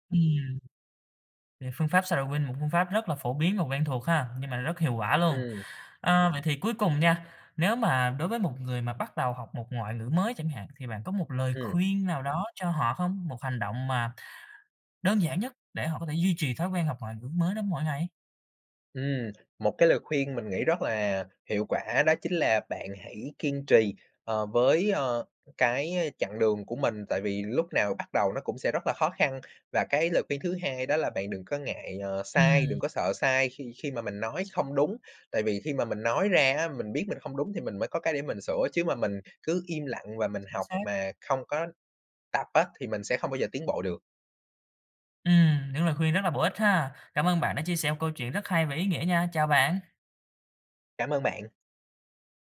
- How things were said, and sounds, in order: in English: "shadowing"; tapping
- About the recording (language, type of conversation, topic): Vietnamese, podcast, Làm thế nào để học một ngoại ngữ hiệu quả?
- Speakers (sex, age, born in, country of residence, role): male, 20-24, Vietnam, Vietnam, guest; male, 20-24, Vietnam, Vietnam, host